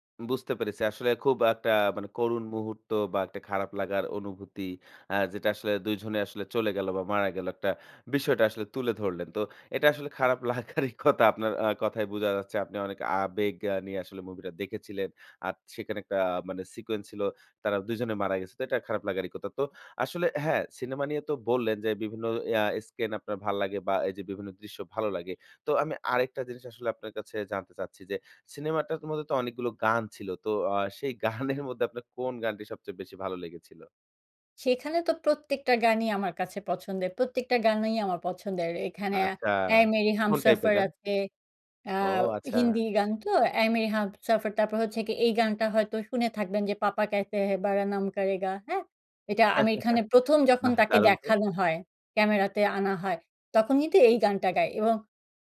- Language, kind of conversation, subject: Bengali, podcast, বল তো, কোন সিনেমা তোমাকে সবচেয়ে গভীরভাবে ছুঁয়েছে?
- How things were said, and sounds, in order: "জনে" said as "ঝোনে"; scoff; "কথা" said as "খতা"; in English: "সিকোয়েন্স"; "কথা" said as "কতা"; scoff; tapping; in Hindi: "এ মেরি হামসফর"; in Hindi: "এ মেরি হামসফর"; in Hindi: "পাপা ক্যাহেতে হে বারা নাম কারে গা"; chuckle